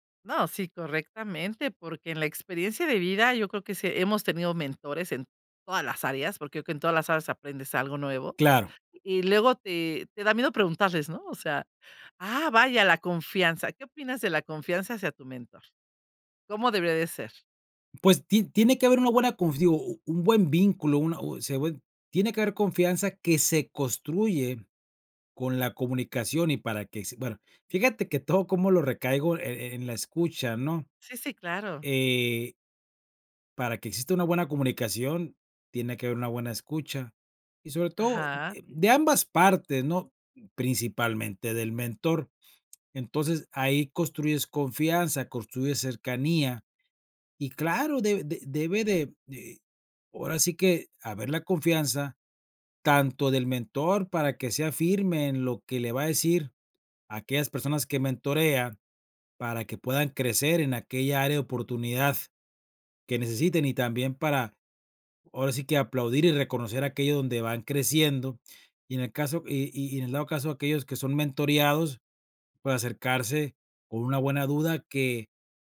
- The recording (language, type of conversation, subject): Spanish, podcast, ¿Cómo puedes convertirte en un buen mentor?
- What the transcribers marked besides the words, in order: chuckle